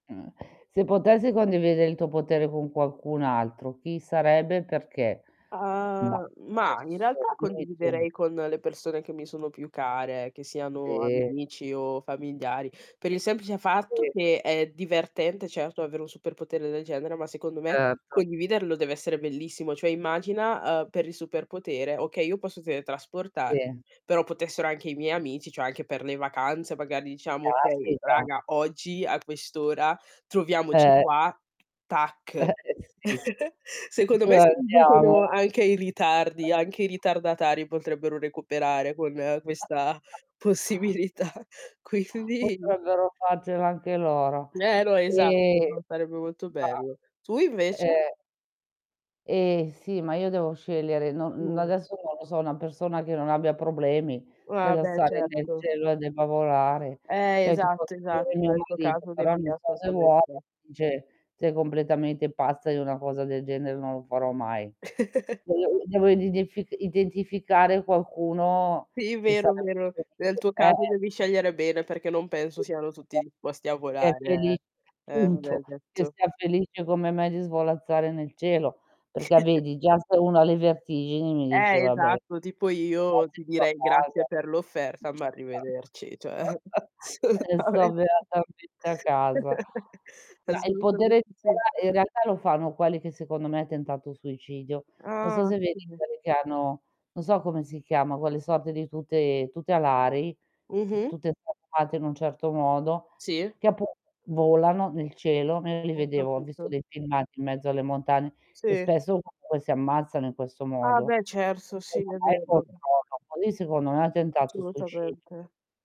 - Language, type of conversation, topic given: Italian, unstructured, Cosa faresti se potessi scegliere un superpotere per un giorno?
- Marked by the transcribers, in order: static; distorted speech; laughing while speaking: "Eh"; tapping; chuckle; unintelligible speech; other background noise; chuckle; laughing while speaking: "possibilità, quindi"; "Cioè" said as "ceh"; chuckle; unintelligible speech; chuckle; unintelligible speech; chuckle; chuckle; laughing while speaking: "assolutamente"; chuckle; unintelligible speech; unintelligible speech; unintelligible speech